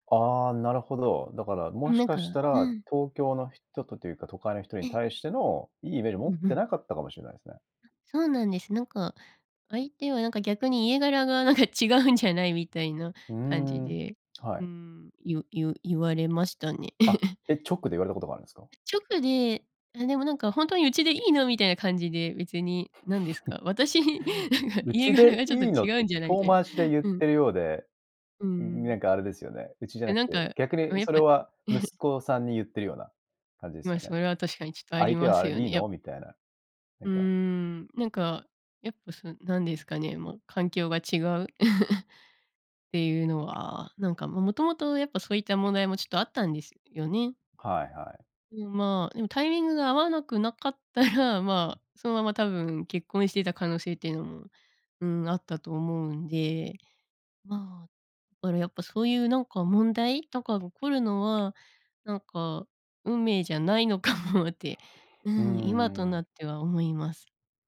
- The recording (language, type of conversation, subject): Japanese, podcast, タイミングが合わなかったことが、結果的に良いことにつながった経験はありますか？
- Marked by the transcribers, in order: giggle; tapping; chuckle; laughing while speaking: "私なんか、家柄が"; giggle; laugh; laughing while speaking: "なかったら"; laughing while speaking: "かもって"